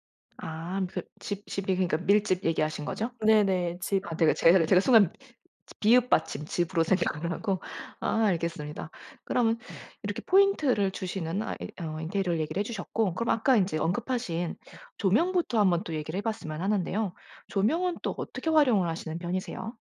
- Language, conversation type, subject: Korean, podcast, 집을 더 아늑하게 만들기 위해 실천하는 작은 습관이 있나요?
- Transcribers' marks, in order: tapping; other background noise; laughing while speaking: "생각을 하고"